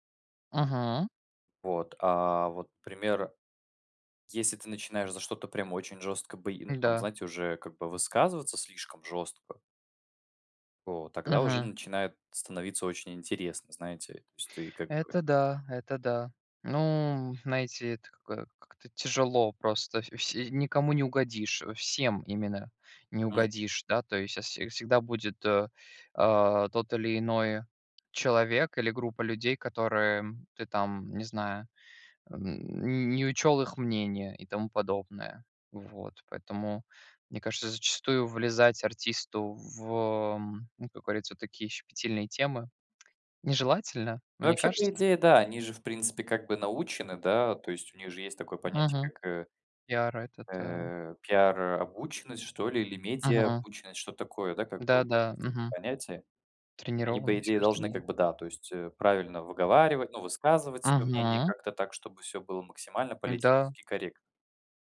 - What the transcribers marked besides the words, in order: other background noise; tapping
- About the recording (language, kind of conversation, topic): Russian, unstructured, Стоит ли бойкотировать артиста из-за его личных убеждений?